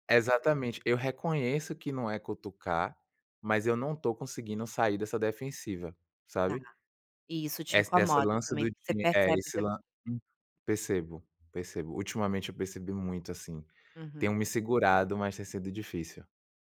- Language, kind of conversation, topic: Portuguese, advice, Como você se sente ao se comparar constantemente com colegas nas redes sociais?
- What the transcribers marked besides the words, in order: none